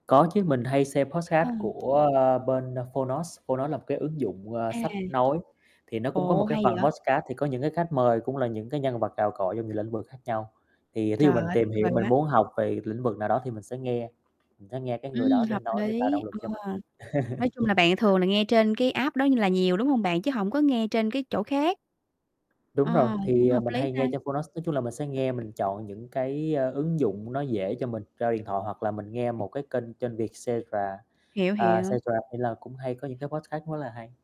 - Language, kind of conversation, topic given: Vietnamese, podcast, Làm sao để giữ động lực học tập lâu dài một cách thực tế?
- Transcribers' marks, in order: in English: "podcast"; in English: "podcast"; distorted speech; in English: "app"; chuckle; other background noise; tapping; "Vietcetera" said as "việt xe và"; "Vietcetera" said as "cetera"; in English: "podcast"